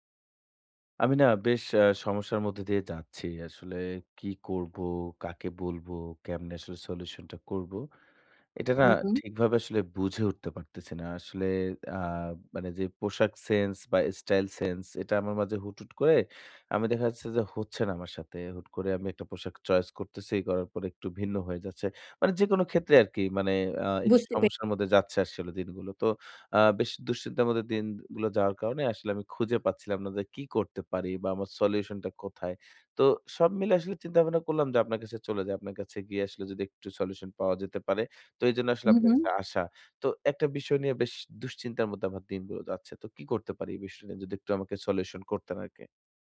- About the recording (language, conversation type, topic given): Bengali, advice, আমি কীভাবে আমার পোশাকের স্টাইল উন্নত করে কেনাকাটা আরও সহজ করতে পারি?
- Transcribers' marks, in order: tapping